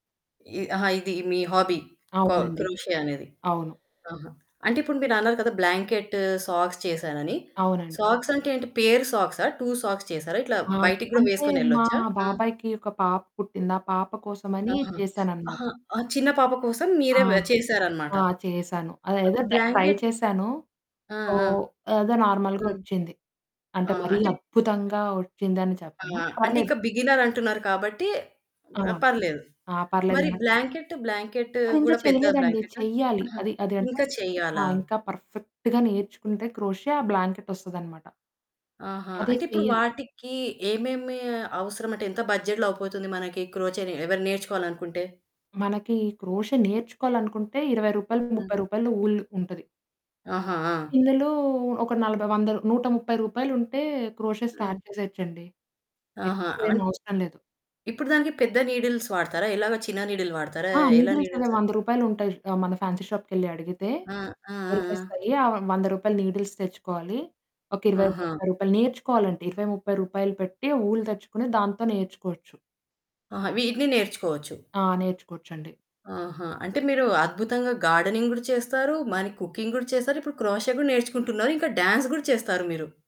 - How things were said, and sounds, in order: in English: "హాబీ"; in English: "క్రోచెట్"; static; in English: "సాక్స్"; in English: "సాక్స్"; in English: "పెయిర్"; in English: "టూ సాక్స్"; other background noise; in English: "ట్రై"; in English: "బ్లాంకెట్"; in English: "నార్మల్‌గా"; in English: "పర్ఫెక్ట్‌గా"; in English: "క్రోచెట్"; in English: "బ్లాంకెట్"; in English: "బడ్జెట్‌లో"; in English: "క్రోషర్‌ని"; in English: "క్రోచెట్"; in English: "వూల్"; in English: "క్రోచెట్ స్టార్"; distorted speech; in English: "నీడిల్స్"; in English: "నీడిల్"; in English: "నీడిల్స్"; in English: "నీడిల్స్?"; in English: "ఫ్యాన్సీ"; in English: "నీడిల్స్"; in English: "వూల్"; in English: "గార్డెనింగ్"; "మరి" said as "మని"; in English: "కుకింగ్"; in English: "క్రోచెట్"; in English: "డ్యాన్స్"
- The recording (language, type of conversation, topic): Telugu, podcast, బడ్జెట్ కష్టాలున్నా మీ హాబీని కొనసాగించడానికి మీరు పాటించే చిట్కాలు ఏవి?